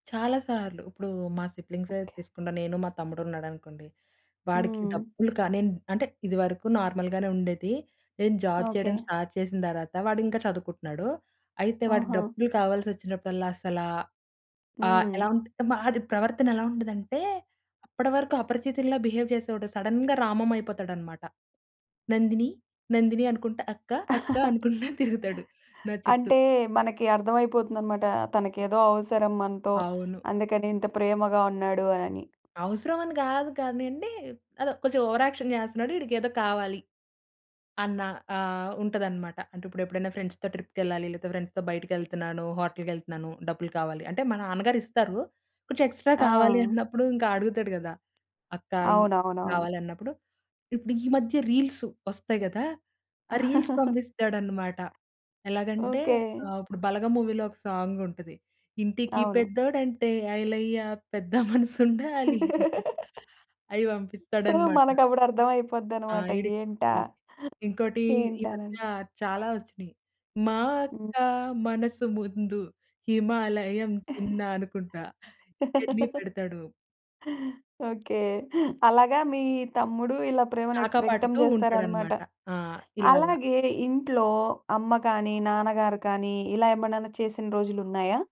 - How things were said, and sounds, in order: in English: "జాబ్"; in English: "స్టార్ట్"; other background noise; in English: "బిహేవ్"; in English: "సడెన్‌గా"; chuckle; tapping; in English: "ఓవర్ యాక్షన్"; in English: "ఫ్రెండ్స్‌తో"; in English: "ఫ్రెండ్స్‌తో"; in English: "ఎక్స్‌ట్రా"; chuckle; in English: "రీల్స్"; in English: "రీల్స్"; singing: "ఇంటికి పెద్దోదంటే ఐలయ్యా పెద్ద మనసుండాలి"; laugh; laughing while speaking: "పెద్ద మనసుండాలి"; in English: "సో"; singing: "మా అక్క మనసు ముందు హిమాలయం చిన్నా"; chuckle; laugh
- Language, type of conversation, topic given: Telugu, podcast, పనుల ద్వారా చూపించే ప్రేమను మీరు గుర్తిస్తారా?